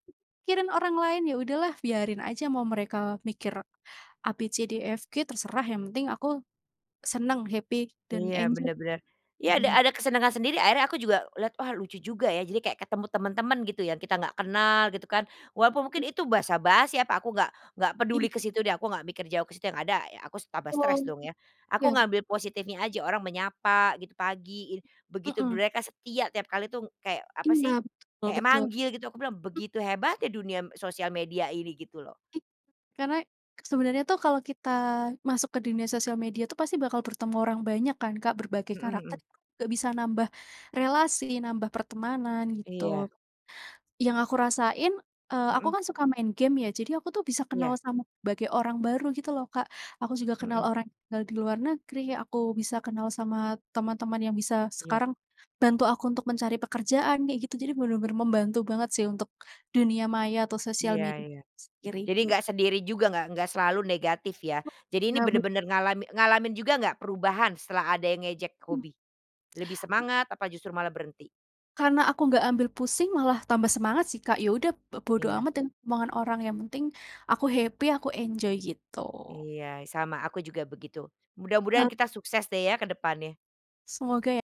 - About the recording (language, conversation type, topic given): Indonesian, unstructured, Bagaimana perasaanmu kalau ada yang mengejek hobimu?
- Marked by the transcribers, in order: other background noise; "pikirin" said as "kirin"; in English: "happy"; in English: "enjoy"; tapping; in English: "happy"; in English: "enjoy"